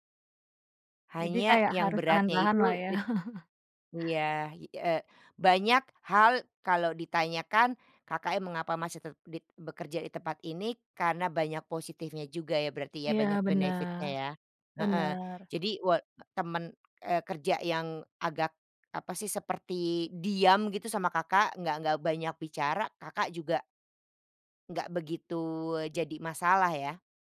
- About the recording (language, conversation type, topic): Indonesian, podcast, Bagaimana kamu menjelaskan batas antara pekerjaan dan identitas pribadimu?
- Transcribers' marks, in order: chuckle; in English: "benefit-nya"; tapping